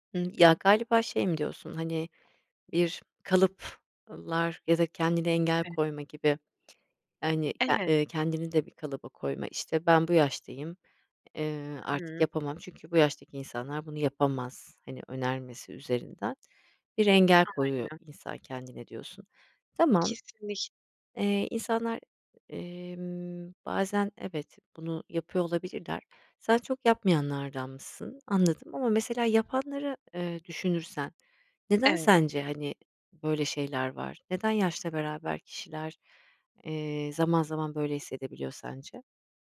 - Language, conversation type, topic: Turkish, podcast, Öğrenmenin yaşla bir sınırı var mı?
- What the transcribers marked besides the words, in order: tapping; other background noise